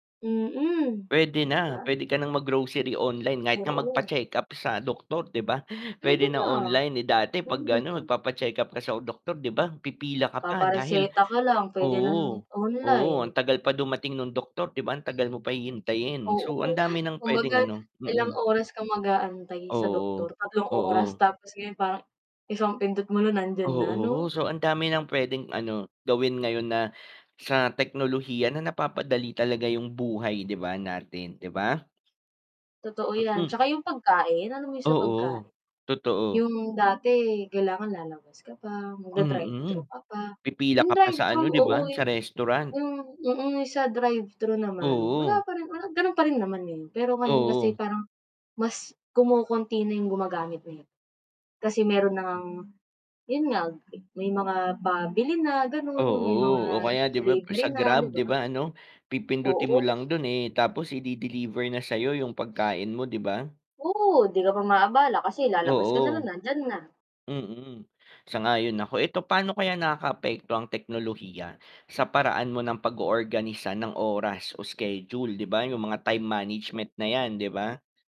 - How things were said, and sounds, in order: distorted speech; other noise; static; unintelligible speech
- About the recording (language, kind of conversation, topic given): Filipino, unstructured, Paano nakatulong ang teknolohiya sa pagpapadali ng iyong mga pang-araw-araw na gawain?